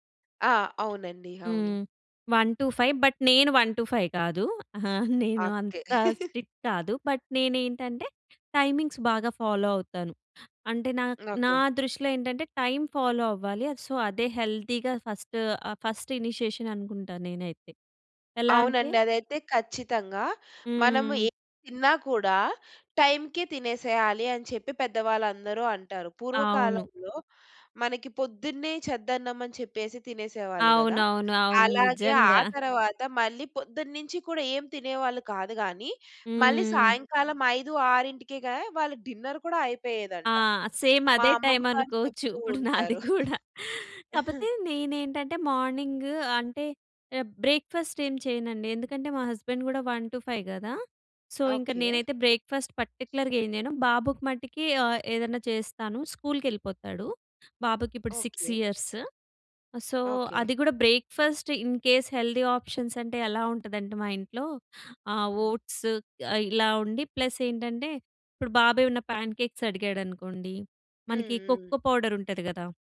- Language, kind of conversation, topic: Telugu, podcast, బడ్జెట్‌లో ఆరోగ్యకరంగా తినడానికి మీ సూచనలు ఏమిటి?
- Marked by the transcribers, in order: in English: "వన్ టు ఫైవ్ బట్"; in English: "వన్ టు ఫైవ్"; in English: "స్ట్రిక్ట్"; giggle; in English: "బట్"; in English: "టైమింగ్స్"; in English: "ఫాలో"; in English: "ఫాలో"; in English: "సో"; in English: "హెల్తీగా ఫస్ట్ ఫస్ట్ ఇనీషియేషన్"; in English: "డిన్నర్"; in English: "సేమ్"; laughing while speaking: "ఇప్పుడు నాది కూడా"; giggle; in English: "మార్నింగ్"; in English: "బ్రేక్‌ఫాస్ట్"; in English: "హస్బెండ్"; in English: "వన్ టు ఫైవ్"; in English: "సో"; in English: "బ్రేక్‌ఫాస్ట్ పర్టిక్యులర్‌గా"; in English: "సిక్స్ ఇయర్స్ సో"; in English: "బ్రేక్‌ఫాస్ట్ ఇన్ కేస్ హెల్తీ ఆప్షన్స్"; in English: "ఓట్స్"; in English: "ప్లస్"; in English: "ప్యాన్ కేక్స్"; in English: "కొక్కో పౌడర్"